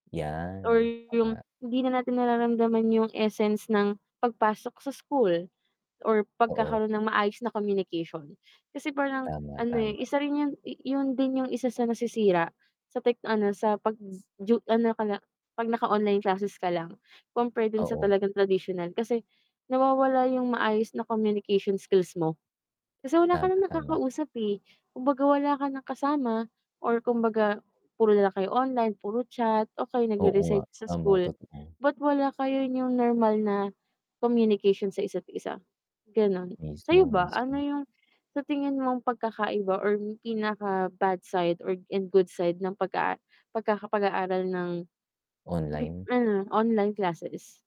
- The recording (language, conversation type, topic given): Filipino, unstructured, Paano mo nakikita ang magiging hinaharap ng teknolohiya sa edukasyon?
- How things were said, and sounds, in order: distorted speech; static; mechanical hum